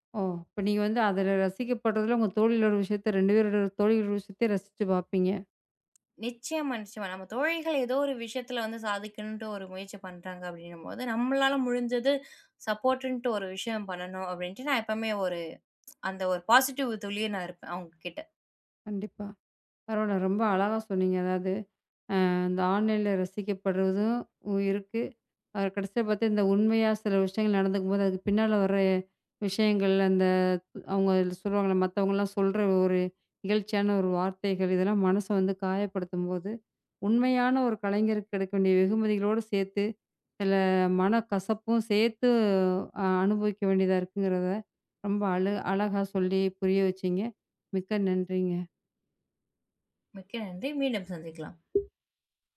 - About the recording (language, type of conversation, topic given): Tamil, podcast, ஆன்லைனில் ரசிக்கப்படுவதையும் உண்மைத்தன்மையையும் எப்படி சமநிலைப்படுத்தலாம்?
- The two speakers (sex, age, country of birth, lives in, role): female, 20-24, India, India, guest; female, 35-39, India, India, host
- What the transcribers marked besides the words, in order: other background noise; tapping; in English: "சப்போர்ட்ன்னுட்டு"; tsk; in English: "பாசிட்டிவ்"; in English: "ஆன்லைன்ல"